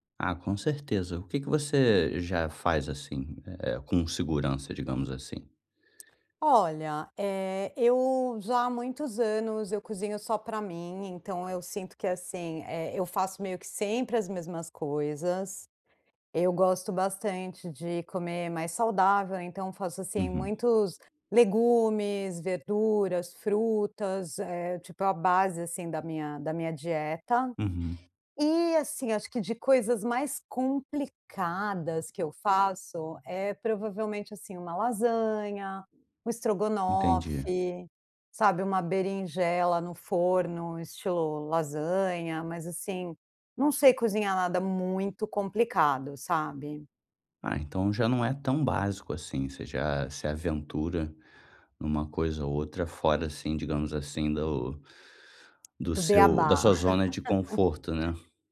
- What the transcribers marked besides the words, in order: tapping; laugh
- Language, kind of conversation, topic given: Portuguese, advice, Como posso me sentir mais seguro ao cozinhar pratos novos?